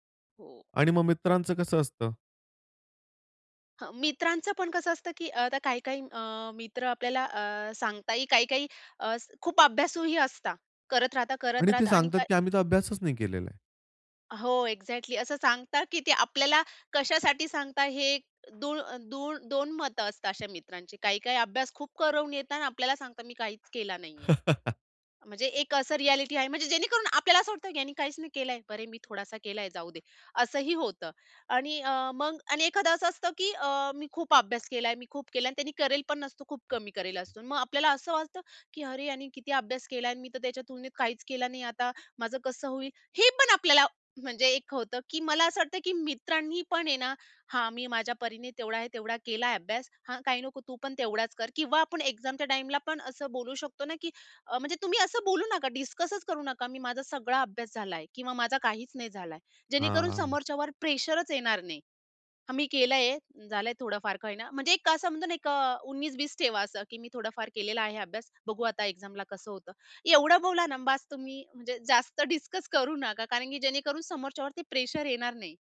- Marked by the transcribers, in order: other background noise; in English: "एक्झॅक्टली"; chuckle; tapping; in English: "एक्झामच्या"; in English: "एक्झामला"
- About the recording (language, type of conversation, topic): Marathi, podcast, परीक्षेचा तणाव कमी करण्यासाठी कोणते सोपे उपाय तुम्ही सुचवाल?
- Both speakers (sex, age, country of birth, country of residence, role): female, 30-34, India, India, guest; male, 25-29, India, India, host